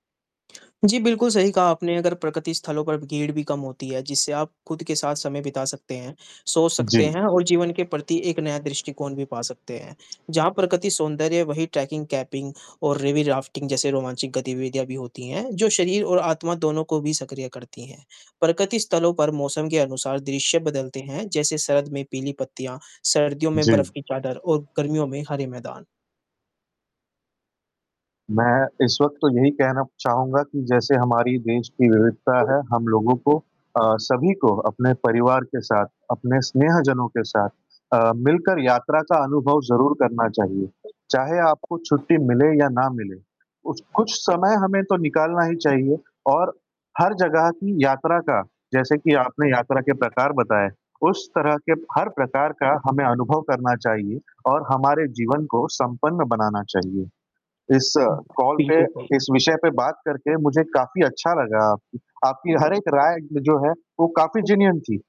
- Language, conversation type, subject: Hindi, unstructured, आप विभिन्न यात्रा स्थलों की तुलना कैसे करेंगे?
- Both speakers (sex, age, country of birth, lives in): male, 20-24, India, India; male, 35-39, India, India
- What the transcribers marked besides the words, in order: "भीड़" said as "घीड़"; static; other background noise; distorted speech; other noise